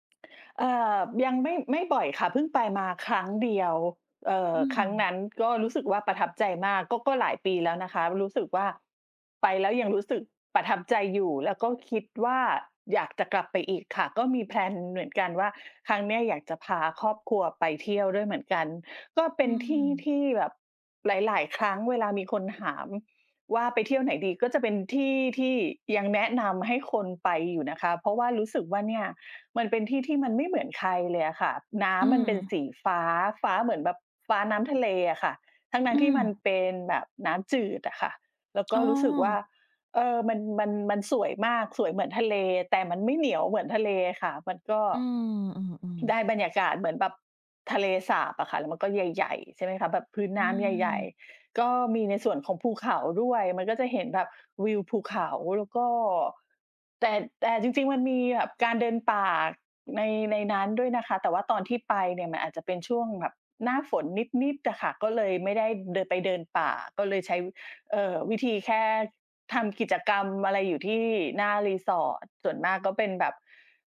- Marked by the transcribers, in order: "หาม" said as "ถาม"
- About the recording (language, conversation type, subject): Thai, unstructured, ที่ไหนในธรรมชาติที่ทำให้คุณรู้สึกสงบที่สุด?